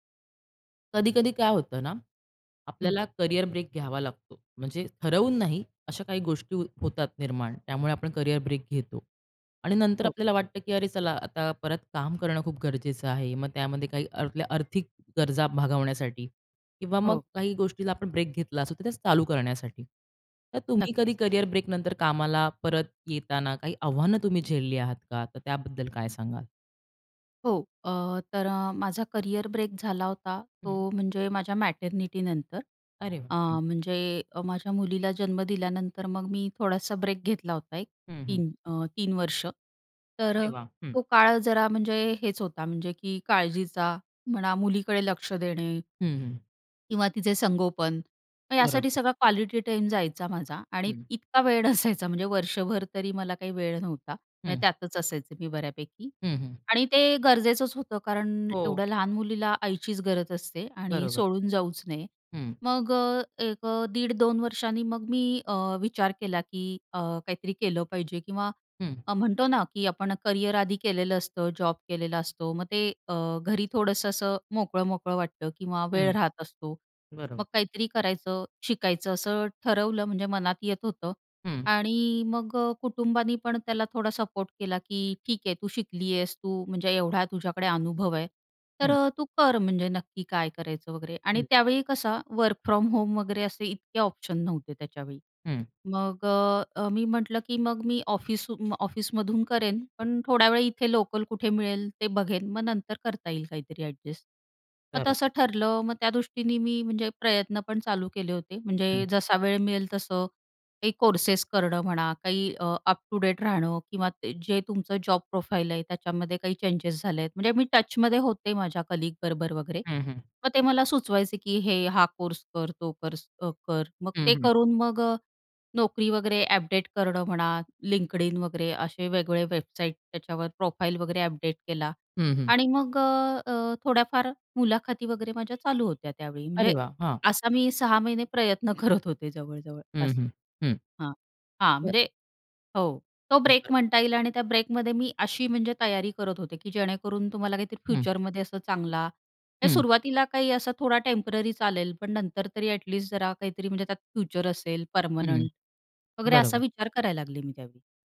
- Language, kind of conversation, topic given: Marathi, podcast, करिअरमधील ब्रेकनंतर कामावर परत येताना तुम्हाला कोणती आव्हाने आली?
- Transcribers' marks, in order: other noise; tapping; laughing while speaking: "वेळ नसायचा"; in English: "वर्क फ्रॉम होम"; in English: "प्रोफाइल"; in English: "चेंजेस"; in English: "कलीग"; in English: "प्रोफाइल"; chuckle